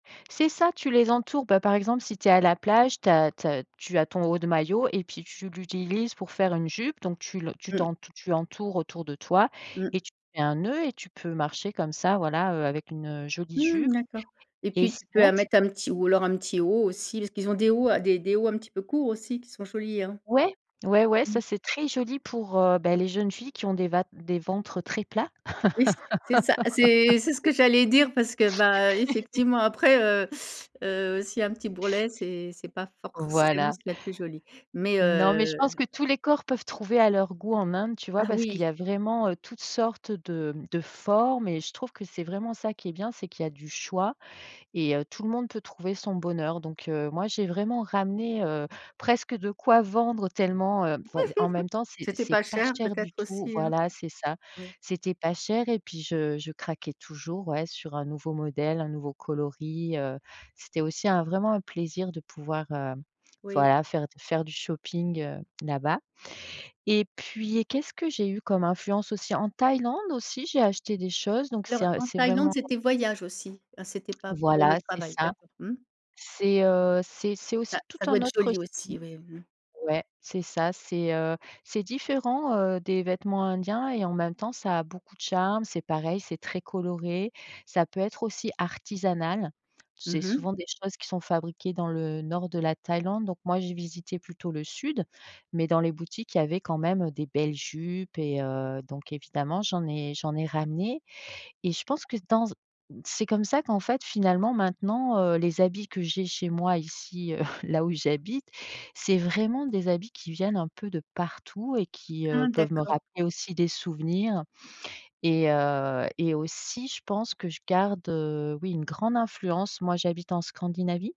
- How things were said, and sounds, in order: tapping; other background noise; laugh; stressed: "forcément"; stressed: "formes"; giggle; stressed: "artisanal"; chuckle
- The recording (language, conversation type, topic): French, podcast, Comment tes voyages ont-ils influencé ta façon de t’habiller ?